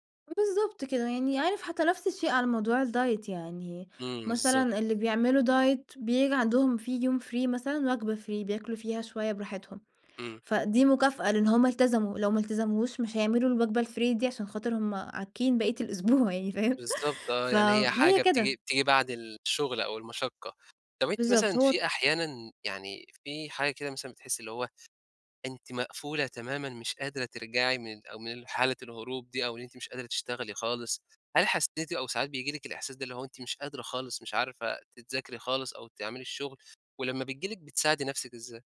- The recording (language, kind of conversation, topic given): Arabic, podcast, هل شايف إن فيه فرق بين الهروب والترفيه الصحي، وإزاي؟
- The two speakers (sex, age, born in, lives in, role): female, 20-24, Egypt, Portugal, guest; male, 20-24, Egypt, Egypt, host
- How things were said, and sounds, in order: in English: "الdiet"; in English: "diet"; in English: "free"; in English: "free"; in English: "الfree"; laughing while speaking: "عاكين بقية الأسبوع"